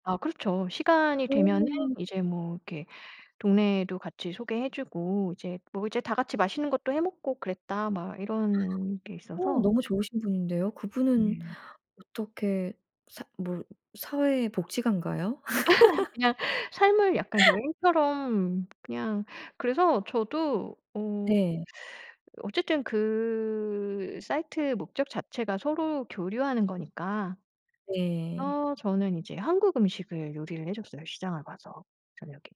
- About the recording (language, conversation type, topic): Korean, podcast, 여행 중에 겪은 작은 친절의 순간을 들려주실 수 있나요?
- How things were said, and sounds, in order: gasp; other background noise; laugh